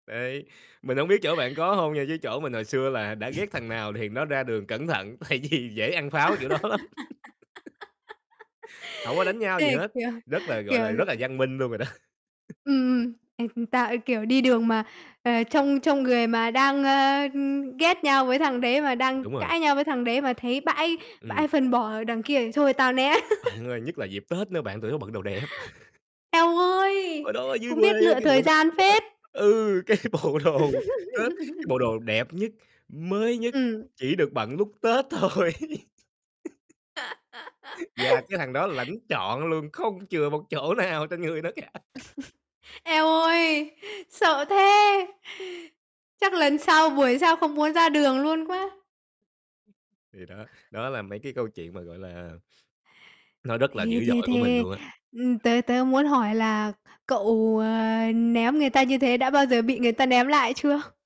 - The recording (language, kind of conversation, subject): Vietnamese, podcast, Bạn có thể kể về một kỷ niệm tuổi thơ mà bạn không bao giờ quên không?
- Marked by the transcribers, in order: chuckle; laughing while speaking: "tại vì"; laugh; laughing while speaking: "kiểu đó lắm"; laugh; laughing while speaking: "đó"; chuckle; tapping; laugh; chuckle; other background noise; distorted speech; unintelligible speech; laughing while speaking: "cái bộ đồ"; laugh; laughing while speaking: "thôi"; laugh; laughing while speaking: "nó cả"; chuckle